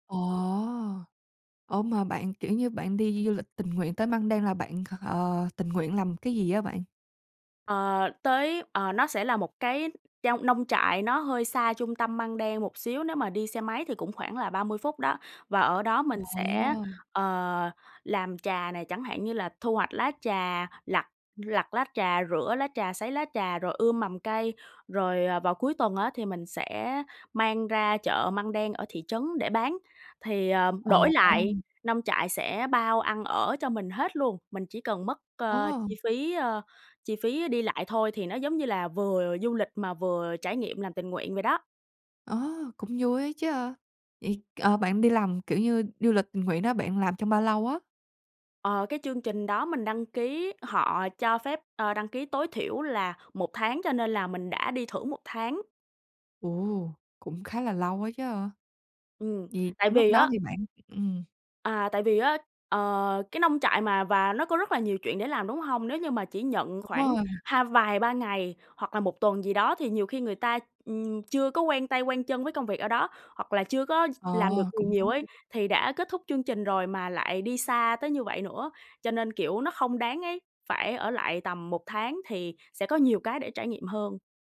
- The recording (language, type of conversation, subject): Vietnamese, podcast, Bạn từng được người lạ giúp đỡ như thế nào trong một chuyến đi?
- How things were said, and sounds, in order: other background noise; tapping